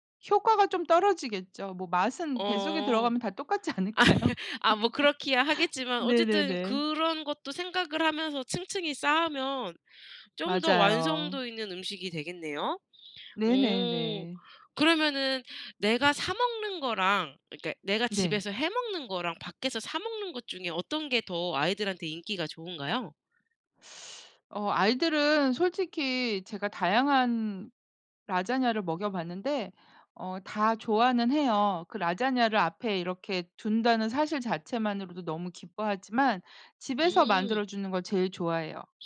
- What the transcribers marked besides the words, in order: laugh; laughing while speaking: "않을까요?"; laugh; teeth sucking
- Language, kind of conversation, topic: Korean, podcast, 특별한 날이면 꼭 만드는 음식이 있나요?